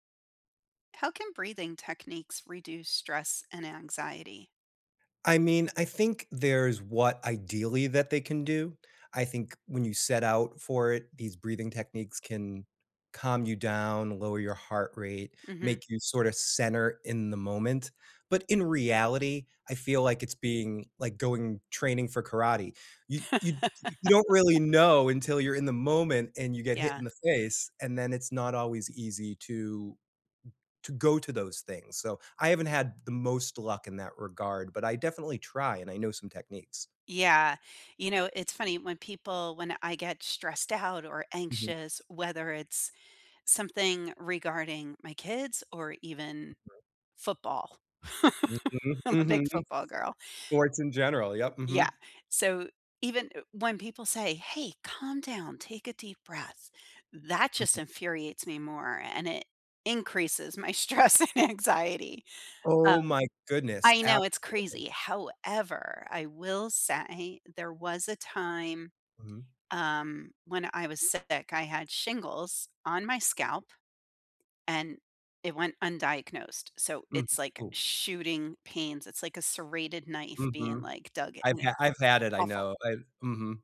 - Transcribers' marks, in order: laugh; chuckle; laughing while speaking: "I'm a big"; laughing while speaking: "stress and anxiety"; other background noise
- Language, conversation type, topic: English, unstructured, How can breathing techniques reduce stress and anxiety?